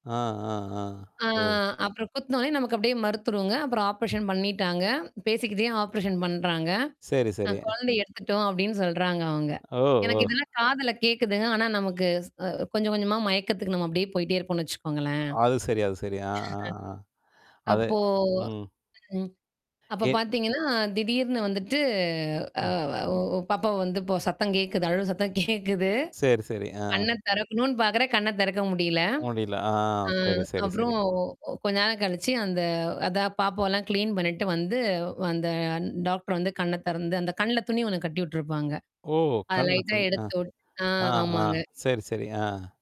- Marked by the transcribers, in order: in English: "ஆப்ரேஷன்"; in English: "ஆப்ரேஷன்"; chuckle; laughing while speaking: "அழுவ சத்தம் கேக்குது"; in English: "கிளீன்"; in English: "லைட்டா"
- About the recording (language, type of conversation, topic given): Tamil, podcast, உங்களுக்கு அர்த்தமுள்ள ஒரு நாள் எப்படி இருக்கும்?